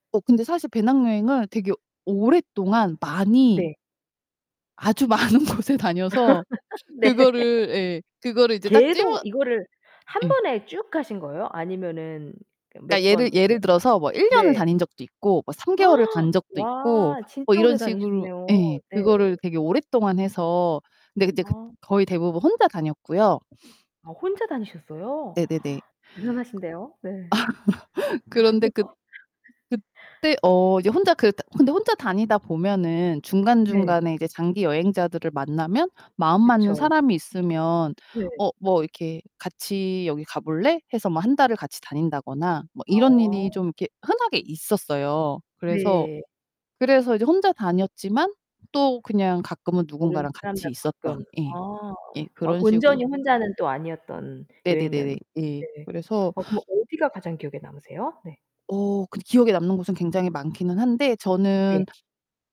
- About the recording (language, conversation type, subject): Korean, podcast, 가장 기억에 남는 여행 경험을 들려주실 수 있나요?
- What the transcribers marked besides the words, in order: laughing while speaking: "아주 많은 곳에"; laugh; laughing while speaking: "네"; laugh; gasp; sniff; laugh; gasp; other background noise; laugh; distorted speech; static; inhale